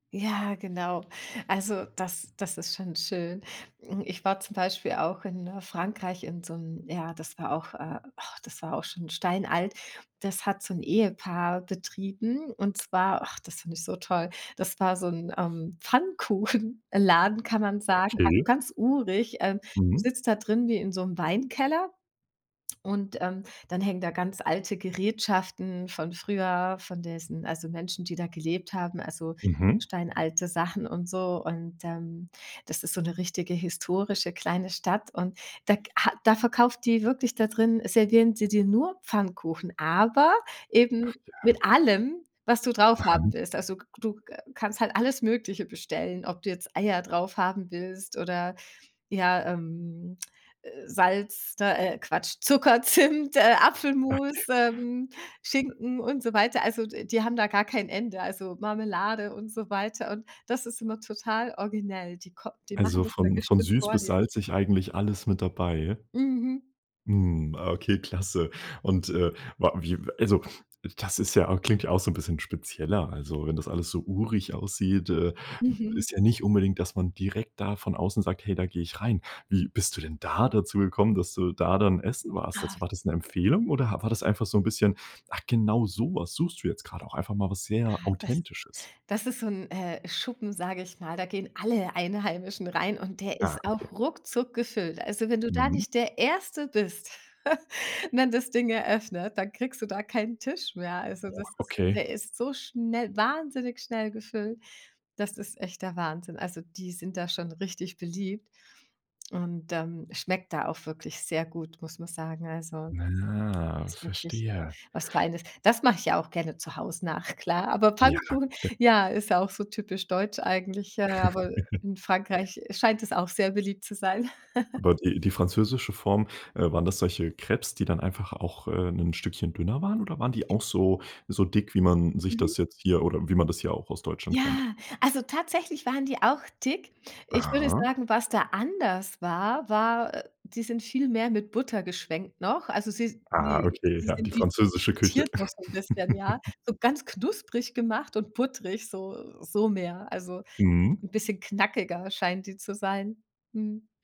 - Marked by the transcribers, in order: stressed: "aber"; laughing while speaking: "Zucker, Zimt"; giggle; laugh; giggle; unintelligible speech; giggle
- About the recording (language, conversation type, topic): German, podcast, Wie beeinflussen Reisen deinen Geschmackssinn?